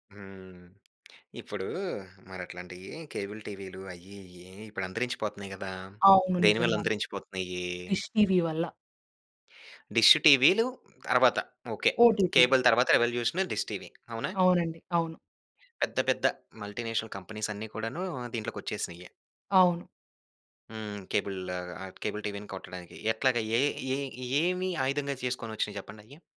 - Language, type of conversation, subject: Telugu, podcast, స్ట్రీమింగ్ సేవలు కేబుల్ టీవీకన్నా మీకు బాగా నచ్చేవి ఏవి, ఎందుకు?
- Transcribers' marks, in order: tapping; other noise; in English: "రేవల్యూషన్"; in English: "మల్టీనేషనల్ కంపనీస్"; in English: "కేబుల్ టీవీని"